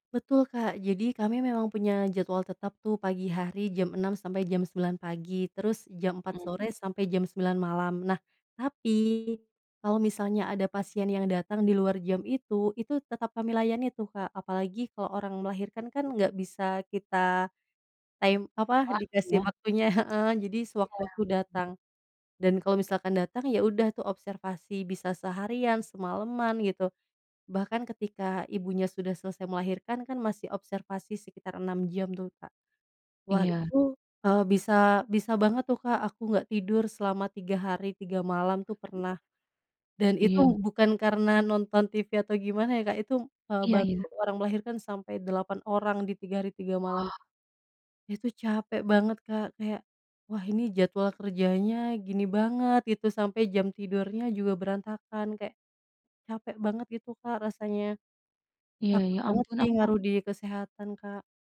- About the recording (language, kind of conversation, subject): Indonesian, advice, Bagaimana cara mengatasi jam tidur yang berantakan karena kerja shift atau jadwal yang sering berubah-ubah?
- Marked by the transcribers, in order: tapping; in English: "time"; other background noise